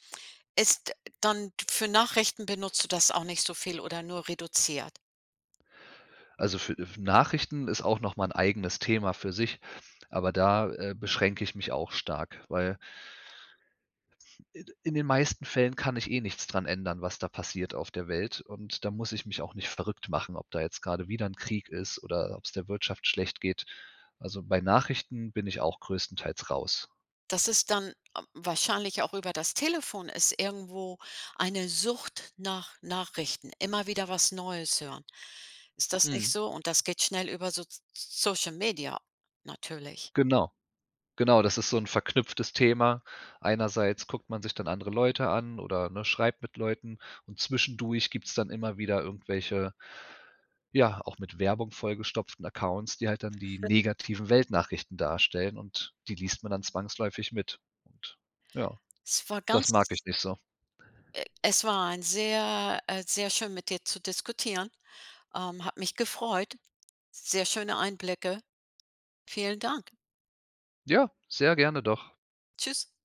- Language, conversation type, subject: German, podcast, Was nervt dich am meisten an sozialen Medien?
- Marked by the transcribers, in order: chuckle